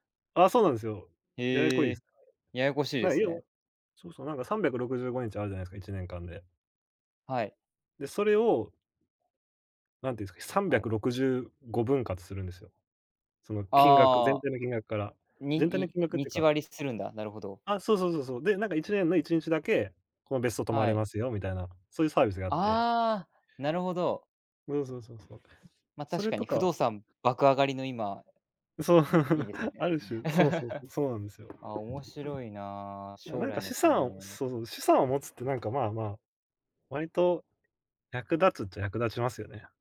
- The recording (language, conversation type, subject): Japanese, unstructured, 将来のために今できることは何ですか？
- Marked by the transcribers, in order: tapping; other background noise; chuckle; laugh